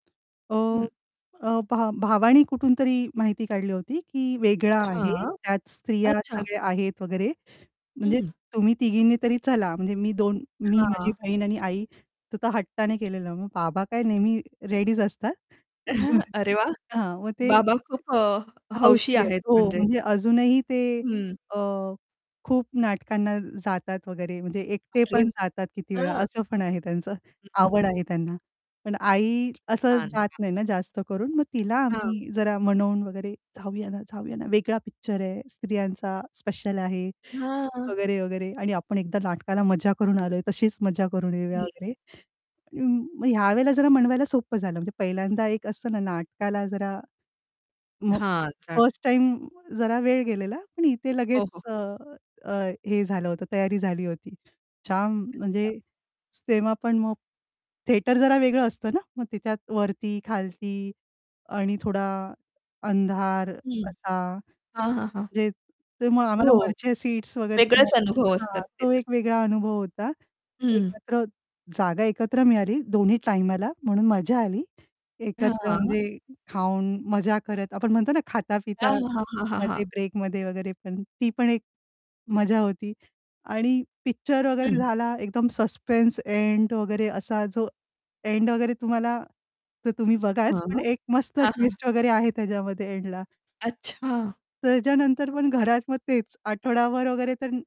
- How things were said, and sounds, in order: tapping; other background noise; static; distorted speech; in English: "रेडीच"; chuckle; in English: "थिएटर"; in English: "सस्पेन्स"; in English: "ट्विस्ट"
- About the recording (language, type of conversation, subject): Marathi, podcast, तुम्ही तुमच्या कौटुंबिक आठवणीतला एखादा किस्सा सांगाल का?